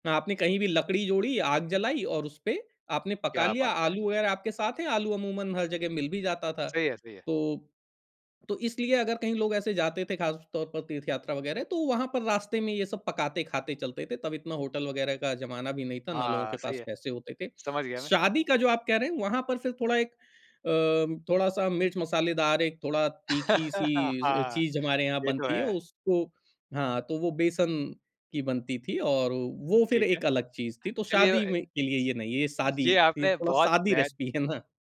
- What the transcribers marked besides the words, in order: laughing while speaking: "हाँ, ये तो है"; in English: "रेसिपी"; laughing while speaking: "है ना"
- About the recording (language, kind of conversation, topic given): Hindi, podcast, आपका सबसे पसंदीदा घर का पकवान कौन-सा है?